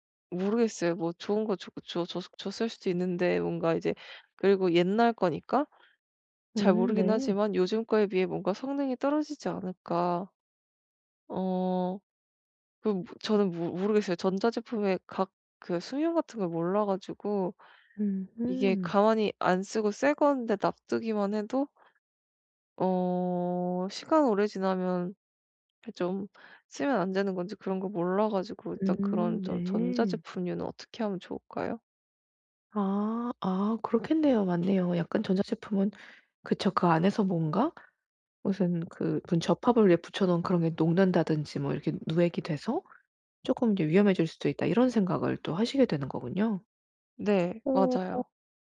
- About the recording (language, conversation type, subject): Korean, advice, 감정이 담긴 오래된 물건들을 이번에 어떻게 정리하면 좋을까요?
- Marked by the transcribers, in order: other background noise; tapping